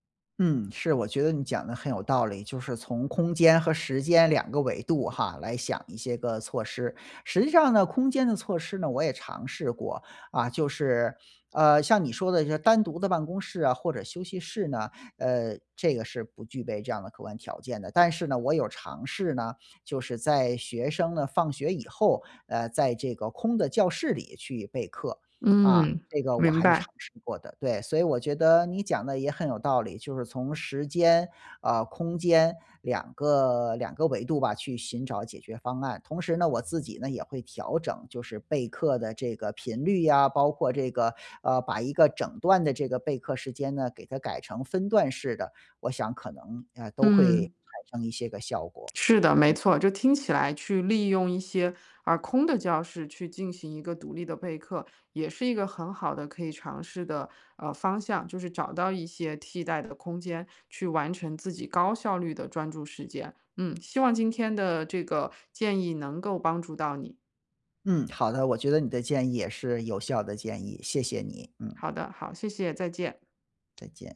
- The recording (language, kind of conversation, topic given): Chinese, advice, 在开放式办公室里总被同事频繁打断，我该怎么办？
- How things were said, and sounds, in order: none